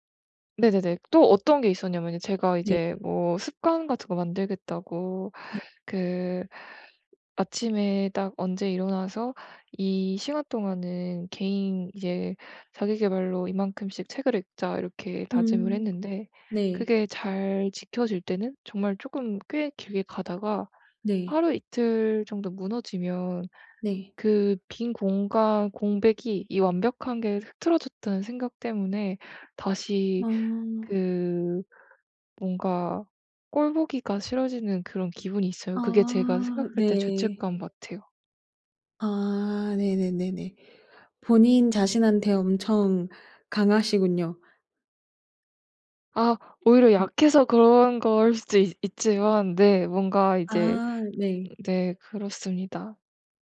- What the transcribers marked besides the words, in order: other background noise; tapping
- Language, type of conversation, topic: Korean, advice, 중단한 뒤 죄책감 때문에 다시 시작하지 못하는 상황을 어떻게 극복할 수 있을까요?